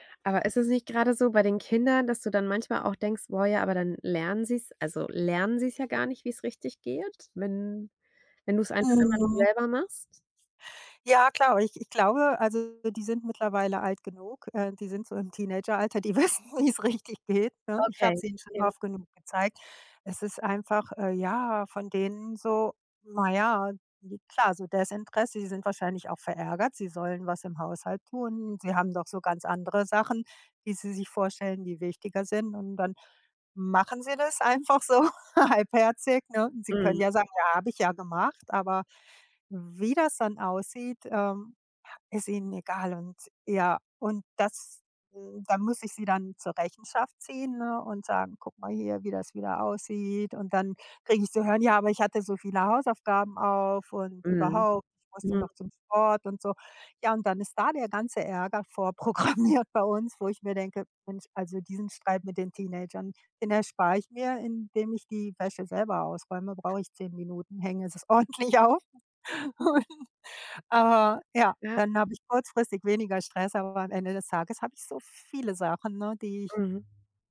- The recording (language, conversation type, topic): German, advice, Warum fällt es mir schwer, Aufgaben zu delegieren, und warum will ich alles selbst kontrollieren?
- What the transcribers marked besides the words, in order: tapping; other background noise; laughing while speaking: "die wissen, wie's richtig geht"; unintelligible speech; laughing while speaking: "so"; laughing while speaking: "vorprogrammiert"; laughing while speaking: "ordentlich auf. Und"; stressed: "viele"